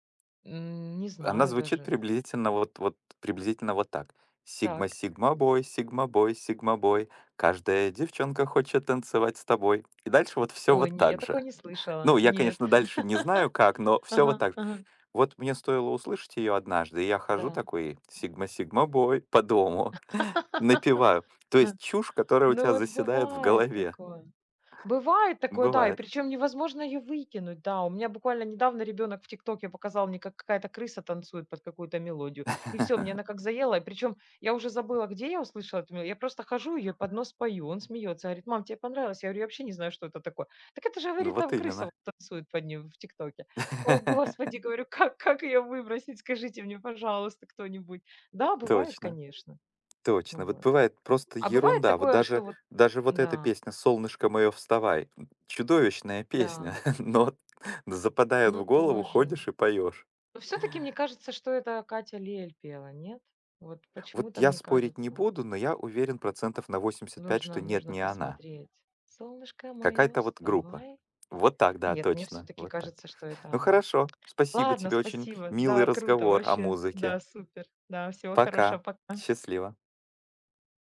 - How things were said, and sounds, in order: singing: "Сигма, Cигма-бой, Cигма-бой, Cигма-бой. Каждая девчонка хочет танцевать с тобой"; laugh; tapping; singing: "Cигма Сигма-бой"; laugh; other background noise; laugh; laugh; chuckle; singing: "Солнышко мое, вставай"
- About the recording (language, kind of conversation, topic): Russian, unstructured, Какая песня напоминает тебе о счастливом моменте?